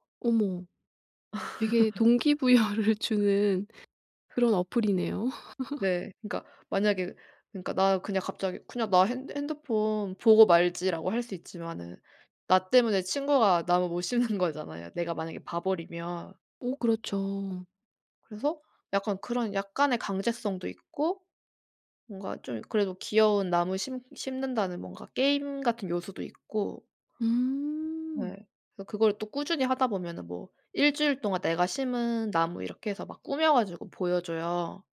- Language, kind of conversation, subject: Korean, podcast, 디지털 디톡스는 어떻게 시작하나요?
- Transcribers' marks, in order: laugh; laughing while speaking: "부여를"; other background noise; laugh; laughing while speaking: "심는"